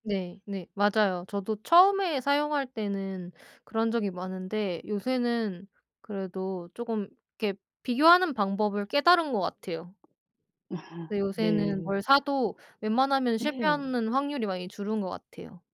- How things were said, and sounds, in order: other background noise; tapping; laugh
- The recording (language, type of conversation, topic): Korean, unstructured, 돈을 아끼기 위해 평소에 하는 습관이 있나요?
- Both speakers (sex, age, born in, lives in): female, 30-34, South Korea, South Korea; female, 60-64, South Korea, South Korea